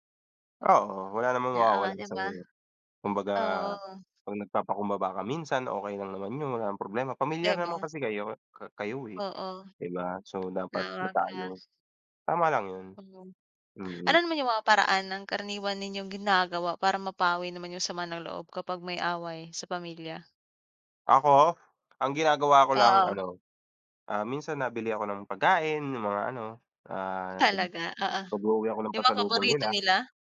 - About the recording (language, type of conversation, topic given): Filipino, unstructured, Paano ninyo nilulutas ang mga hidwaan sa loob ng pamilya?
- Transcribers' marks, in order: other background noise; tapping